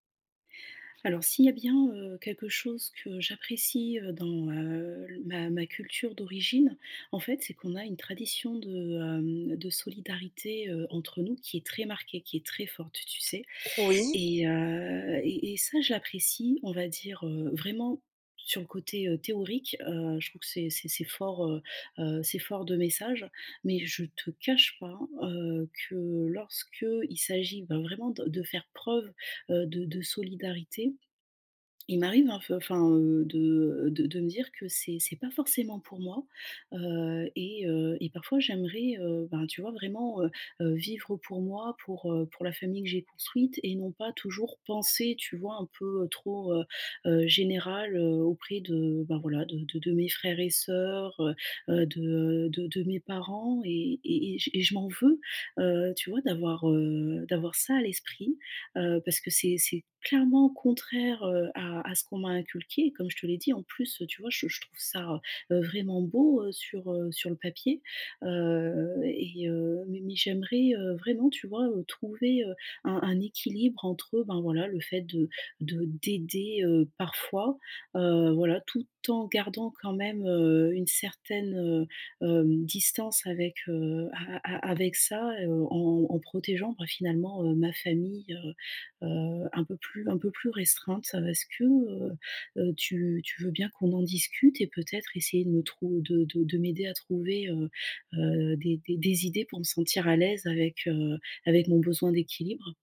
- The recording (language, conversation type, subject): French, advice, Comment trouver un équilibre entre les traditions familiales et mon expression personnelle ?
- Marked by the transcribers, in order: tapping; stressed: "d'aider"